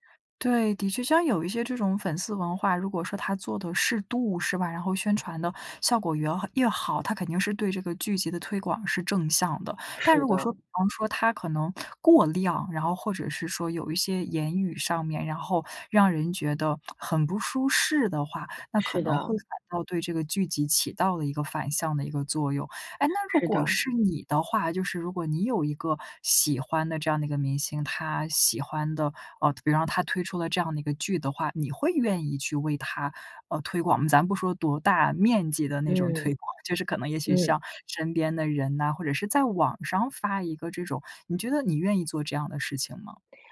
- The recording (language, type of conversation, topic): Chinese, podcast, 粉丝文化对剧集推广的影响有多大？
- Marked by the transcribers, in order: other background noise; other noise; tapping; laughing while speaking: "推广"